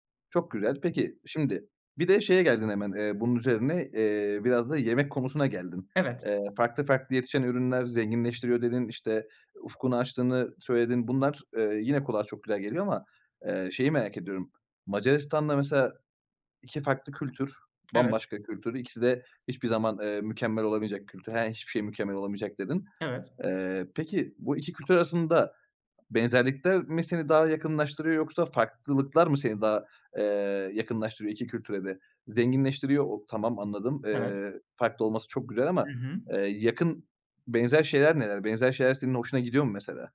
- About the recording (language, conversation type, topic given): Turkish, podcast, İki kültür arasında olmak nasıl hissettiriyor?
- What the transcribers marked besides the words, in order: other background noise